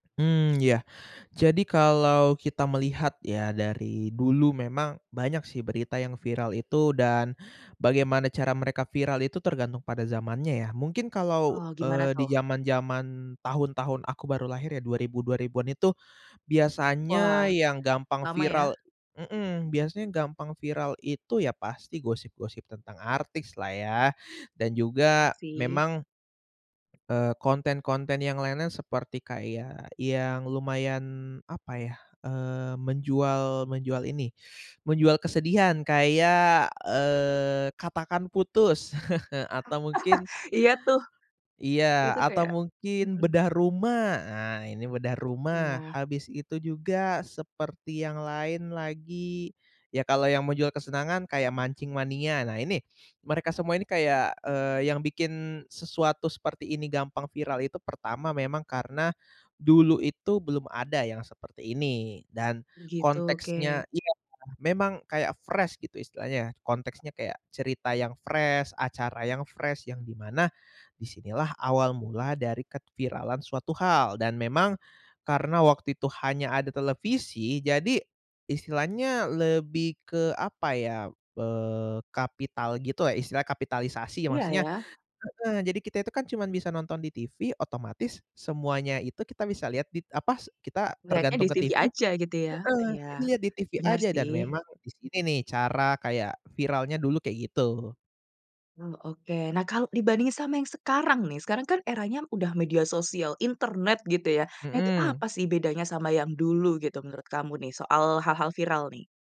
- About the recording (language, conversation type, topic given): Indonesian, podcast, Apa yang membuat sebuah cerita mudah viral di internet menurutmu?
- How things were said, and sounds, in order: other background noise; chuckle; laugh; in English: "fresh"; in English: "fresh"; in English: "fresh"